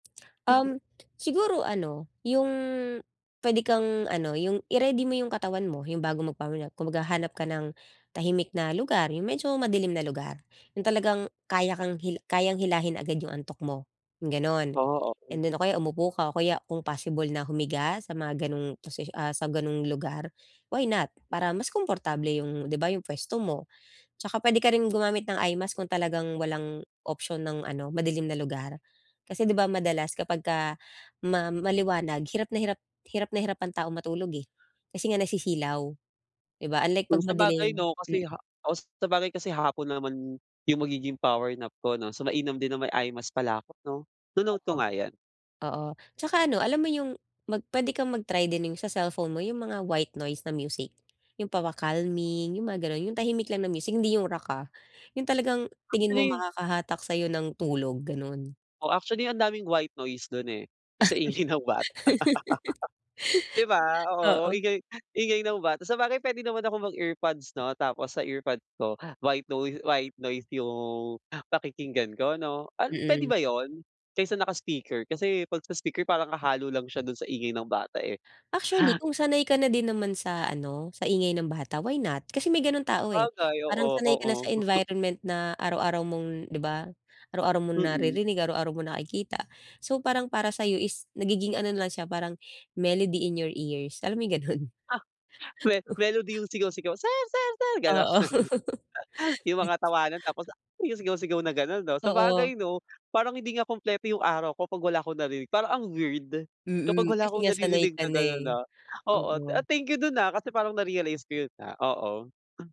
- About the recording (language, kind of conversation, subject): Filipino, advice, Paano ako makakagawa ng epektibong maikling pag-idlip araw-araw?
- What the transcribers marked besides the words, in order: other background noise; drawn out: "yung"; in English: "And then"; in English: "why not?"; in English: "eye mask"; in English: "power nap"; in English: "eye mask"; in English: "white noise"; in English: "white noise"; laugh; laughing while speaking: "bata"; laugh; in English: "white noise white noise"; drawn out: "yung"; in English: "why not?"; in English: "melody in your ears"; chuckle; laugh